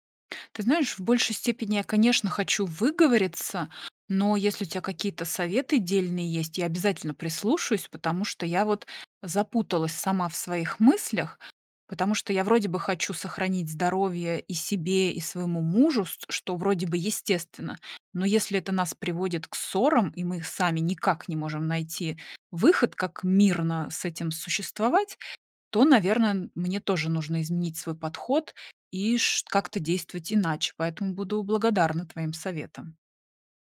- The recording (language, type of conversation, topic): Russian, advice, Как договориться с домочадцами, чтобы они не мешали моим здоровым привычкам?
- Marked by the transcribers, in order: other background noise